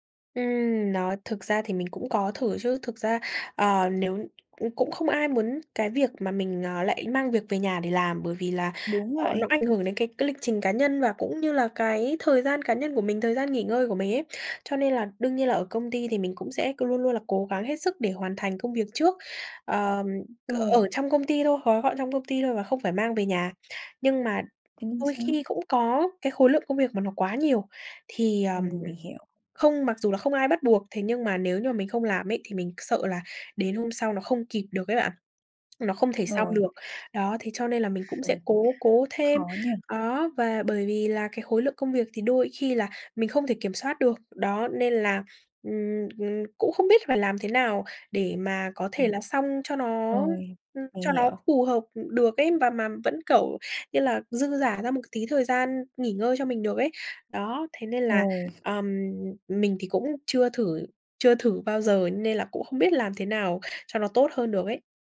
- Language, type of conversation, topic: Vietnamese, advice, Làm sao để cải thiện giấc ngủ khi tôi bị căng thẳng công việc và hay suy nghĩ miên man?
- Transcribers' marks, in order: tapping; other noise; other background noise